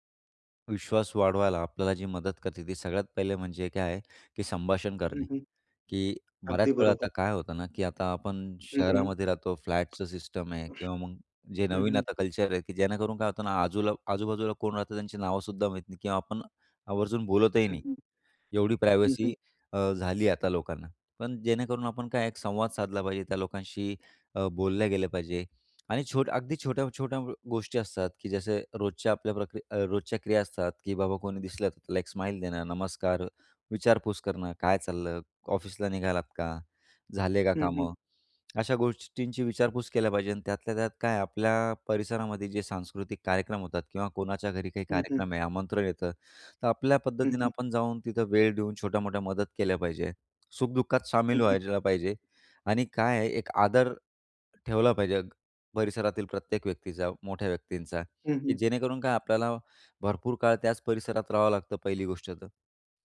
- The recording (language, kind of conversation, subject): Marathi, podcast, आपल्या परिसरात एकमेकांवरील विश्वास कसा वाढवता येईल?
- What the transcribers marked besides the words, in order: other background noise; in English: "प्रायव्हसी"; tapping